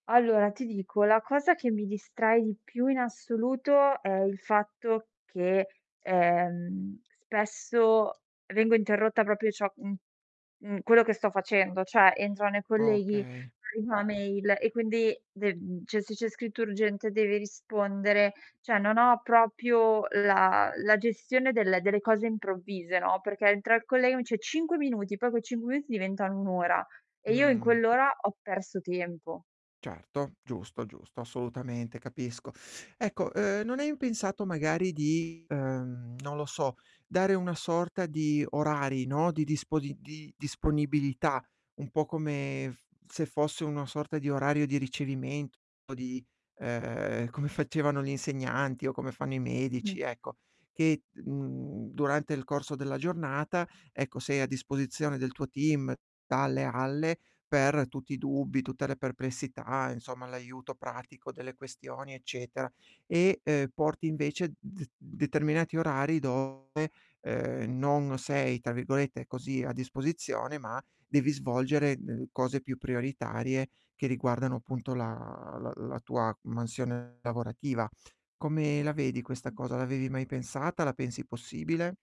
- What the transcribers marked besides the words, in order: tapping; "proprio" said as "propio"; "cioè" said as "ceh"; distorted speech; "cioè" said as "ceh"; "proprio" said as "propio"; laughing while speaking: "facevano"; in English: "team"
- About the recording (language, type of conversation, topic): Italian, advice, Come posso gestire più compiti senza perdere la concentrazione?